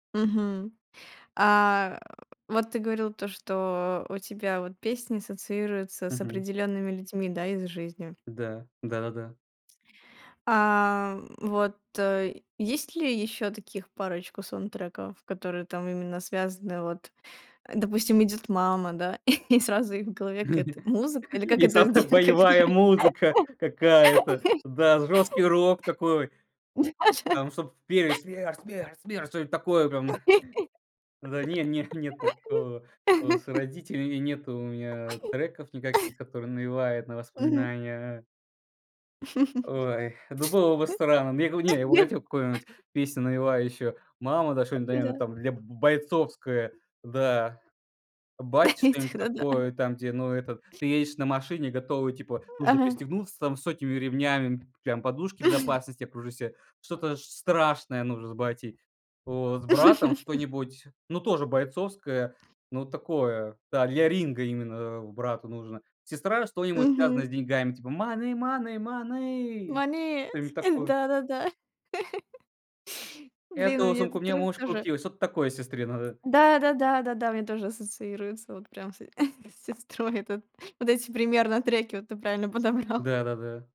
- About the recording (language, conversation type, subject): Russian, podcast, Какой саундтрек подошёл бы твоей жизни прямо сейчас?
- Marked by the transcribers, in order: laughing while speaking: "Не-не"; chuckle; laughing while speaking: "где как это? Да-да"; laugh; tapping; laugh; chuckle; laugh; laugh; other background noise; laughing while speaking: "Этих, да-да"; chuckle; laugh; singing: "Money, money, money"; in English: "Money, money, money"; in English: "Money"; laugh; put-on voice: "Эту сумку мне муж купил"; chuckle; laughing while speaking: "подобрал"